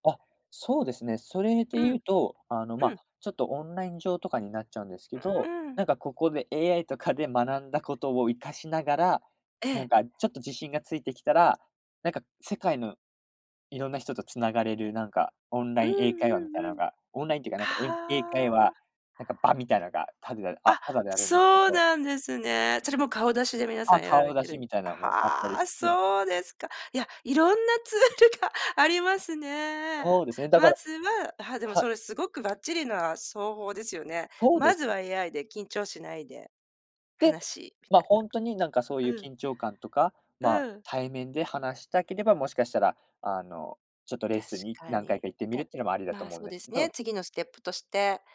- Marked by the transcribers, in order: laughing while speaking: "いろんなツールがありますね"
- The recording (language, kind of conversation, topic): Japanese, podcast, 時間がないときは、どのように学習すればよいですか？